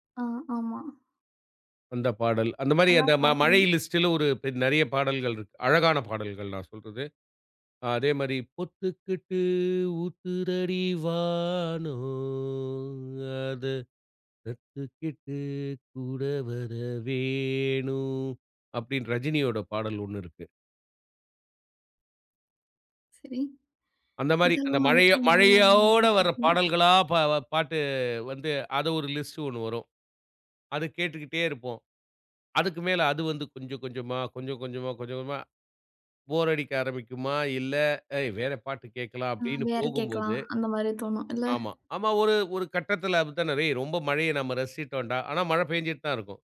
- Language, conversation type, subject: Tamil, podcast, மழை நாளுக்கான இசைப் பட்டியல் என்ன?
- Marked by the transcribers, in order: other background noise; in English: "லிஸ்டுல"; singing: "பொத்துக்கிட்டு ஊத்துதடி வானம் அத கத்துகக்கிட்டு கூட வர வேணும்"; unintelligible speech; in English: "லிஸ்டு"; in English: "போர்"